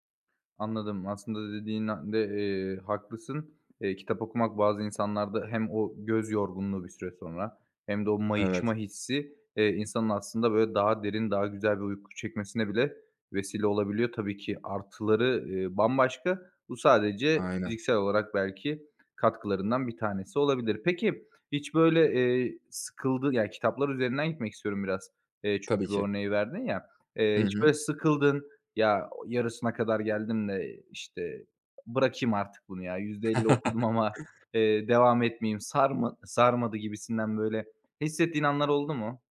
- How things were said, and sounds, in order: other background noise; other noise; chuckle
- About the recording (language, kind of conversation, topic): Turkish, podcast, Yeni bir alışkanlık kazanırken hangi adımları izlersin?